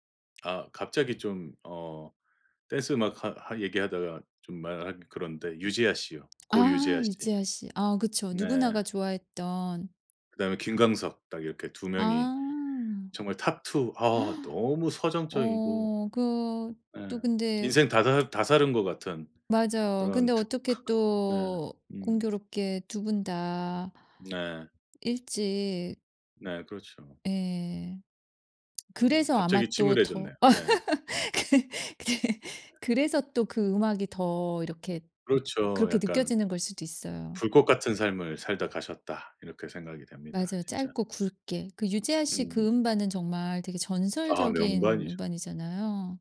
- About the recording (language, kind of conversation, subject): Korean, podcast, 학창 시절에 늘 듣던 노래가 있나요?
- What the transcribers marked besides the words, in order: other background noise; gasp; in English: "two"; laugh; laugh; laughing while speaking: "그 네"